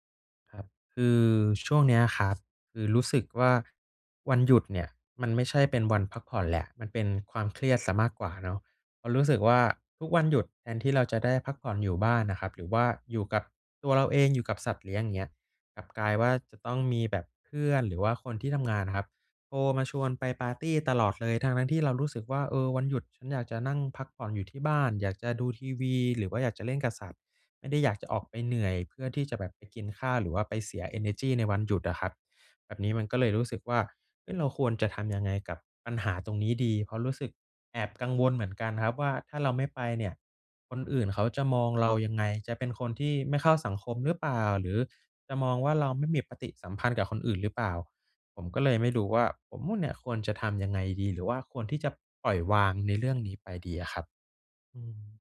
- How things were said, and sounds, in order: background speech
- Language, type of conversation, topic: Thai, advice, ทำอย่างไรดีเมื่อฉันเครียดช่วงวันหยุดเพราะต้องไปงานเลี้ยงกับคนที่ไม่ชอบ?